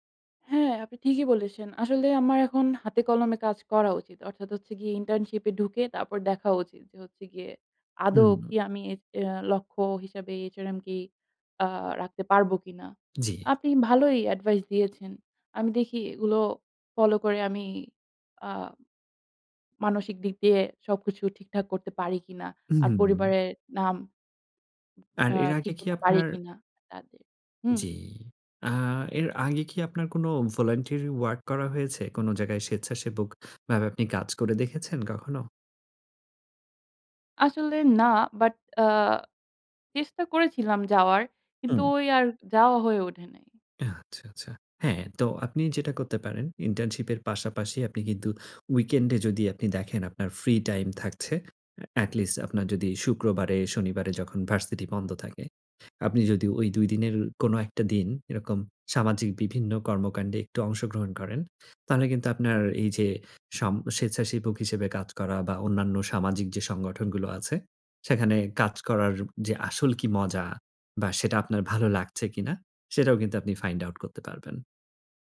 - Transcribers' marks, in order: in English: "internship"; other background noise; in English: "voluntary work"; in English: "internship"; in English: "weekend"; in English: "free time"; in English: "find out"
- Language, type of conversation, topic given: Bengali, advice, আমি কীভাবে সঠিকভাবে লক্ষ্য নির্ধারণ করতে পারি?